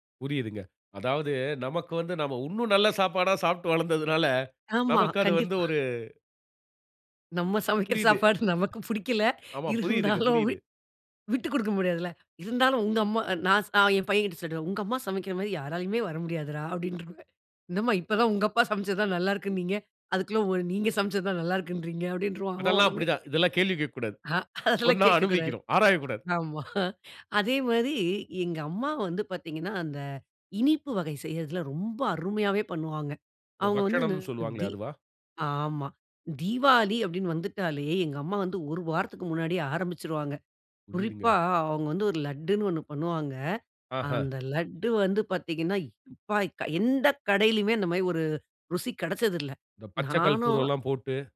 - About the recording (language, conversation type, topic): Tamil, podcast, உங்களுக்கு உடனே நினைவுக்கு வரும் குடும்பச் சமையல் குறிப்புடன் தொடர்பான ஒரு கதையை சொல்ல முடியுமா?
- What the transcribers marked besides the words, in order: laughing while speaking: "கண்டிப்பா"; laughing while speaking: "சமைக்கிற சாப்பாடு நமக்கு புடிக்கல. இருந்தாலும்"; other noise; laughing while speaking: "அதெல்லாம் கேட்கக்கூடாது. ஆமா"